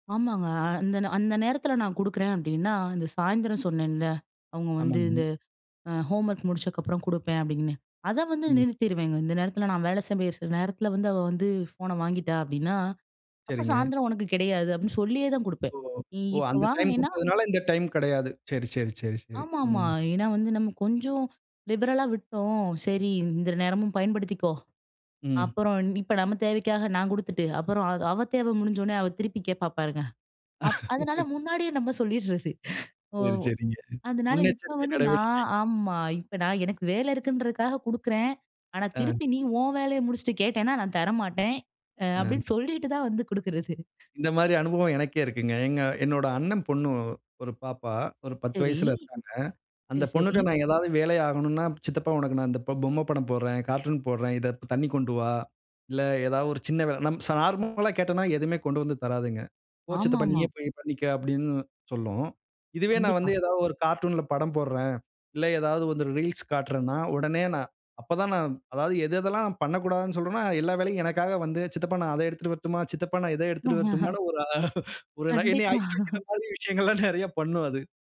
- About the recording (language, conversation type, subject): Tamil, podcast, குழந்தைகளின் மொபைல் பயன்படுத்தும் நேரத்தை நீங்கள் எப்படி கட்டுப்படுத்துகிறீர்கள்?
- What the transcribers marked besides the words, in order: tapping; other noise; "வேண்டிய" said as "செம்பிய"; in English: "லிபரலா"; "இந்த" said as "இந்தர"; "இப்போ" said as "நிப்போ"; chuckle; laughing while speaking: "சொல்லிடுறது"; laughing while speaking: "குடுக்கிறது"; other background noise; chuckle; laughing while speaking: "அ ஒரு நை என்னை ஐஸ் வைக்கிற மாதிரி விஷயங்கள்லாம் நிறைய பண்ணும் அது"; laughing while speaking: "கண்டிப்பா"